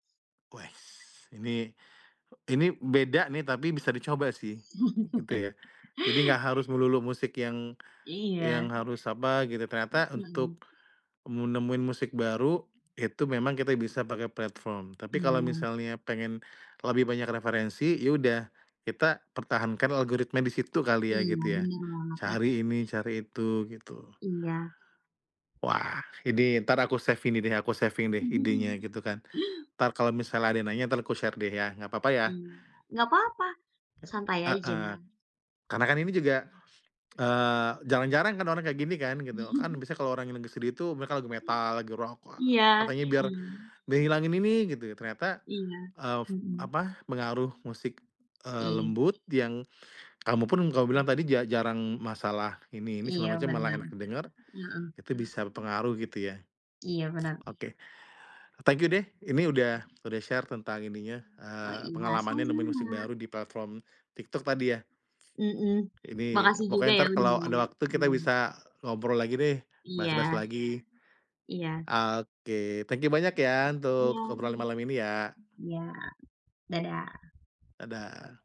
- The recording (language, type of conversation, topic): Indonesian, podcast, Bagaimana kamu biasanya menemukan musik baru?
- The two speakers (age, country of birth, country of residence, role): 25-29, Indonesia, Indonesia, guest; 35-39, Indonesia, Indonesia, host
- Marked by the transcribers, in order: other background noise; chuckle; in English: "save"; in English: "saving"; chuckle; in English: "share"; chuckle; background speech; tapping; in English: "share"